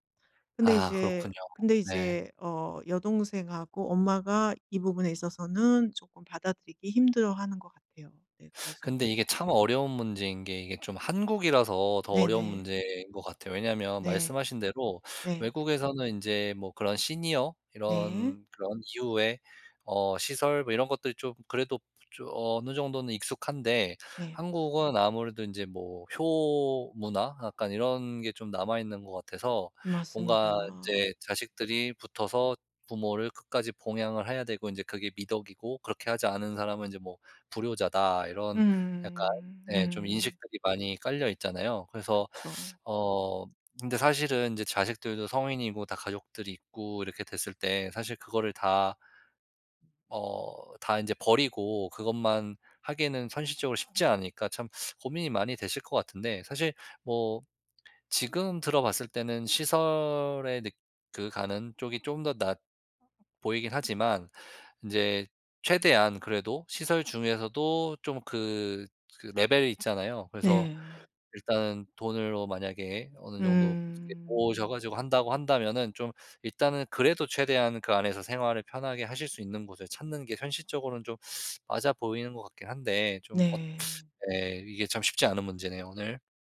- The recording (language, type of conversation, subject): Korean, advice, 부모님의 건강이 악화되면서 돌봄과 의사결정 권한을 두고 가족 간에 갈등이 있는데, 어떻게 해결하면 좋을까요?
- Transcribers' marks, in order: none